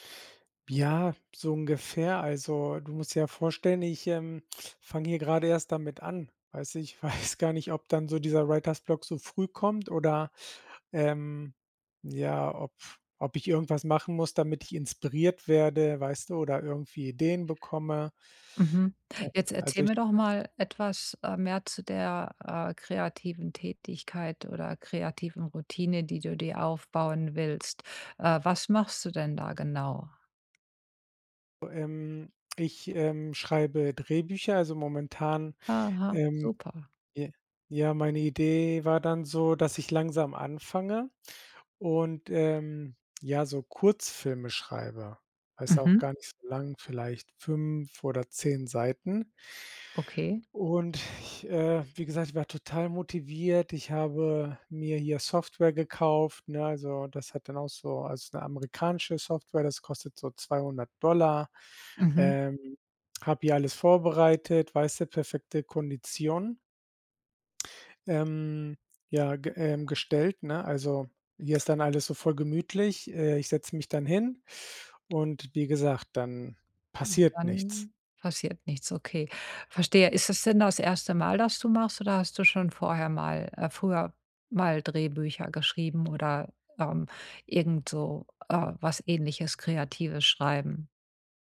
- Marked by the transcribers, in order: laughing while speaking: "weiß"; in English: "Writer's Block"
- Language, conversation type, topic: German, advice, Wie kann ich eine kreative Routine aufbauen, auch wenn Inspiration nur selten kommt?